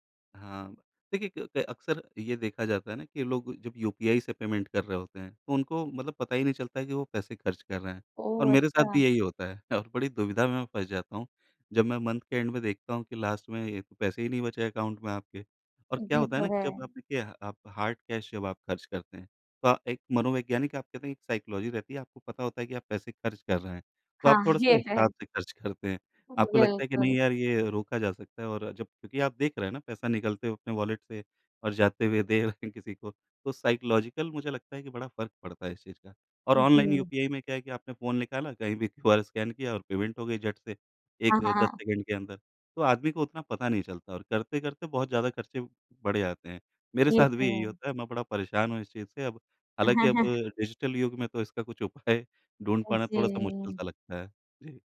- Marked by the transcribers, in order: in English: "पेमेंट"; laughing while speaking: "और"; in English: "मन्थ"; in English: "एंड"; in English: "लास्ट"; in English: "अकाउंट"; in English: "हार्ड कैश"; in English: "साइकोलॉजी"; laughing while speaking: "ये"; laughing while speaking: "करते"; in English: "वॉलेट"; laughing while speaking: "रहे"; in English: "साइकोलॉजिकल"; laughing while speaking: "भी"; in English: "पेमेंट"; chuckle; in English: "डिजिटल"; laughing while speaking: "उपाय"
- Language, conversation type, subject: Hindi, podcast, आप डिजिटल भुगतानों के बारे में क्या सोचते हैं?